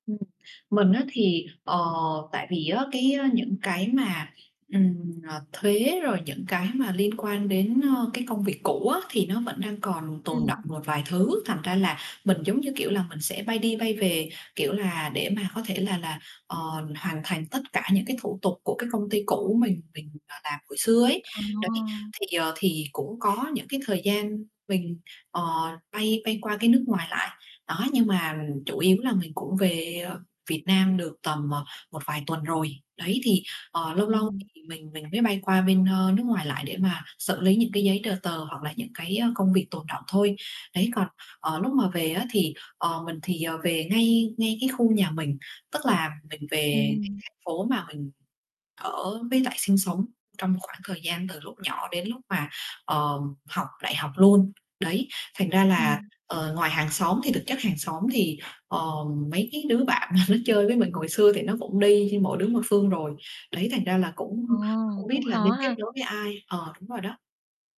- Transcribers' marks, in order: static; distorted speech; tapping; laughing while speaking: "mà"
- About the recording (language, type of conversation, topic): Vietnamese, advice, Làm thế nào để kết bạn mới sau khi chuyển nhà hoặc đổi công việc?